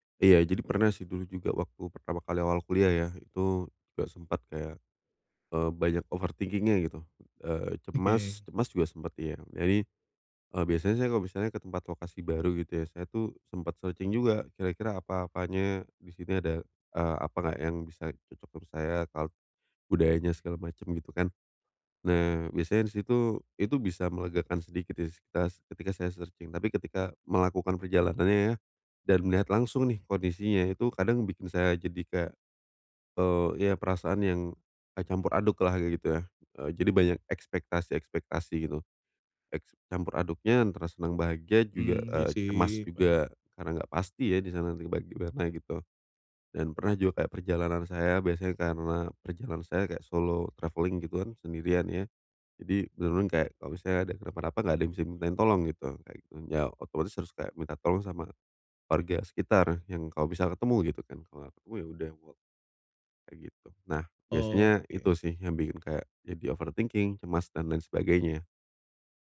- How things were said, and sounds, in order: in English: "overthinking-nya"; in English: "searching"; in English: "searching"; in English: "solo travelling"; unintelligible speech; in English: "overthinking"
- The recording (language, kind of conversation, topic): Indonesian, advice, Bagaimana cara mengatasi kecemasan dan ketidakpastian saat menjelajahi tempat baru?